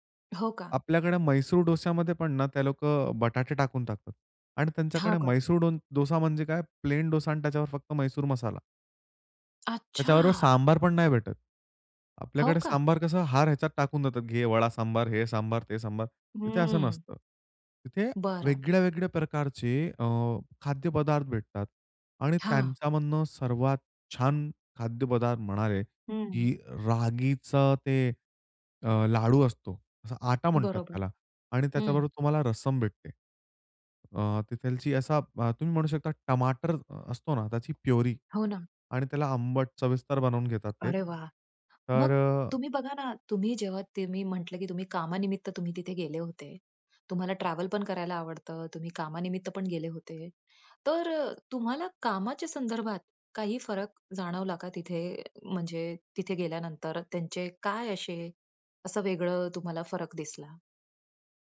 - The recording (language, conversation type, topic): Marathi, podcast, सांस्कृतिक फरकांशी जुळवून घेणे
- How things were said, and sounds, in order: other background noise; tapping; other noise